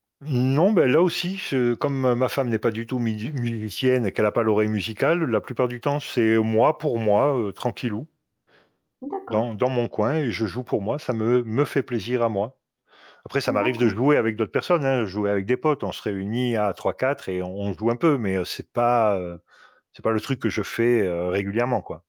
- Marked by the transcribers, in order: static; stressed: "me"; distorted speech
- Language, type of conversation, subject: French, unstructured, Quels loisirs te permettent de vraiment te détendre ?